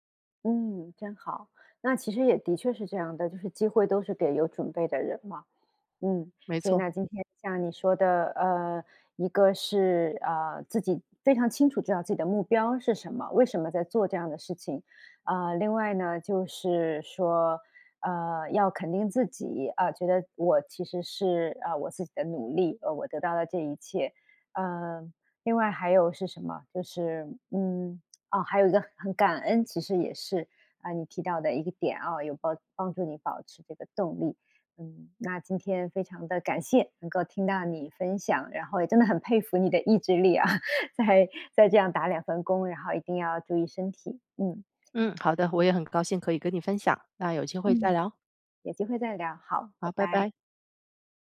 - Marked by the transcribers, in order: other background noise; laugh; laughing while speaking: "在 在这样打两 份工"
- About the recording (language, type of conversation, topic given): Chinese, podcast, 有哪些小技巧能帮你保持动力？